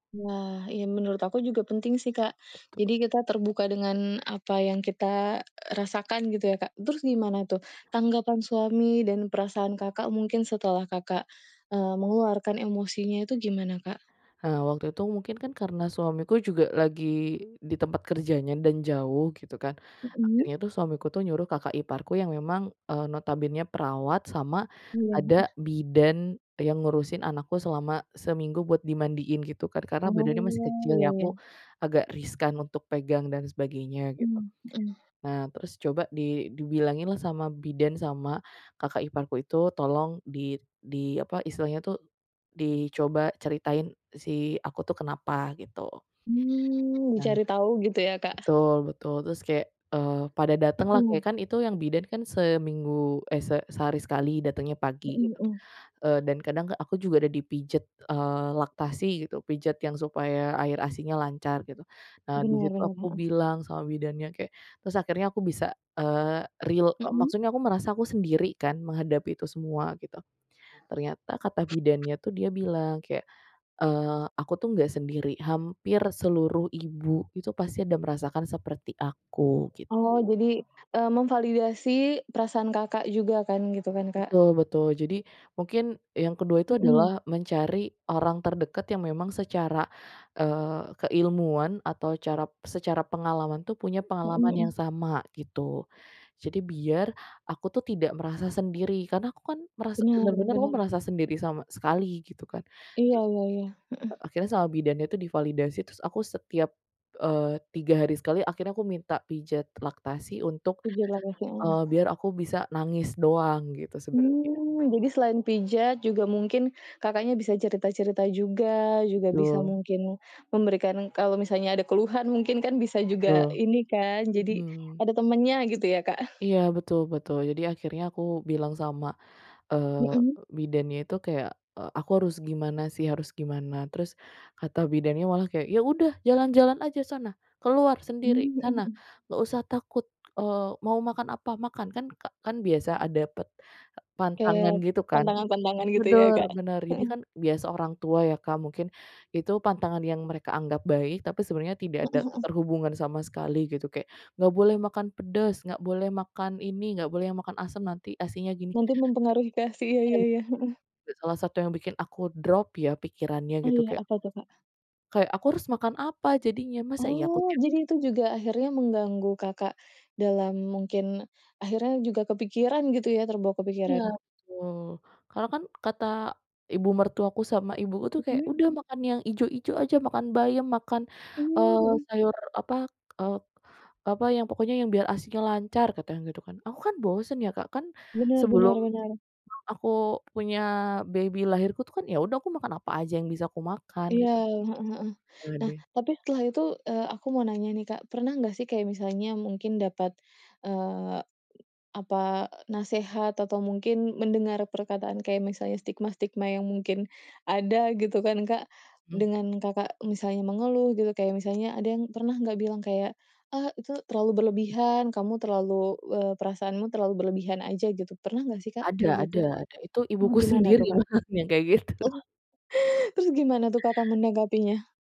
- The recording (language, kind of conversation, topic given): Indonesian, podcast, Bagaimana cara kamu menjaga kesehatan mental saat sedang dalam masa pemulihan?
- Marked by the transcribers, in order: other background noise; tapping; unintelligible speech; unintelligible speech; in English: "baby"; laughing while speaking: "sendiri makanya kayak gitu"